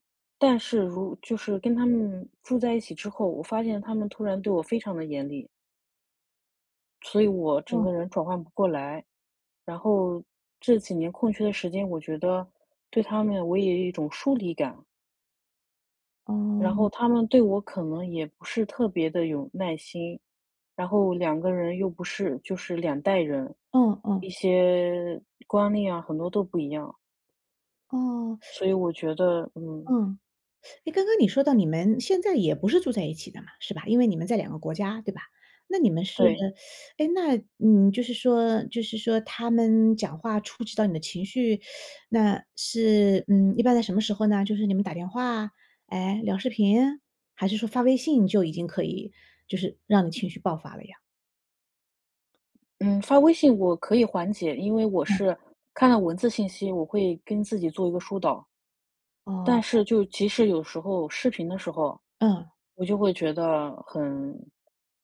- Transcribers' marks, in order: teeth sucking; other background noise; teeth sucking; teeth sucking; teeth sucking
- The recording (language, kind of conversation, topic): Chinese, advice, 情绪触发与行为循环
- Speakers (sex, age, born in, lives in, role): female, 35-39, China, France, user; female, 40-44, China, United States, advisor